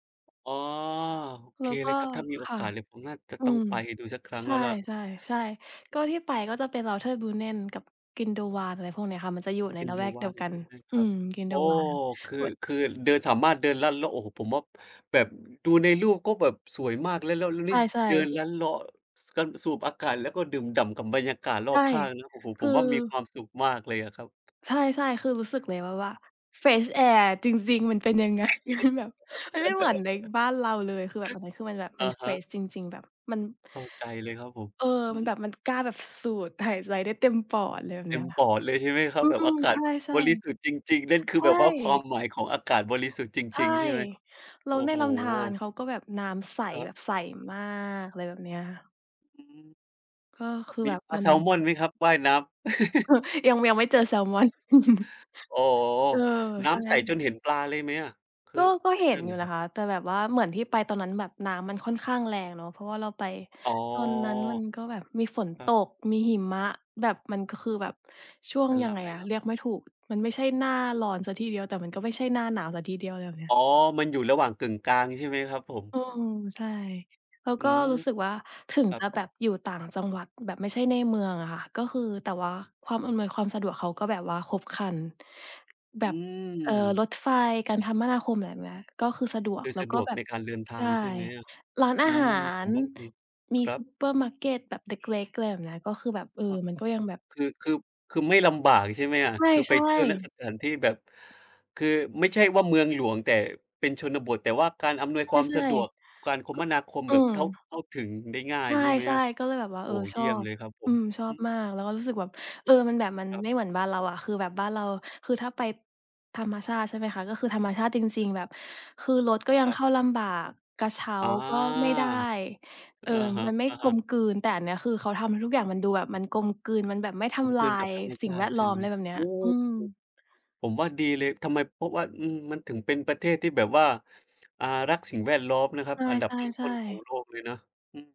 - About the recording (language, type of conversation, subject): Thai, unstructured, สถานที่ไหนที่ทำให้คุณรู้สึกทึ่งมากที่สุด?
- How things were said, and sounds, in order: in English: "fresh air"; laughing while speaking: "ยังไง มันแบบ"; laugh; in English: "เฟรช"; laugh; chuckle; chuckle; bird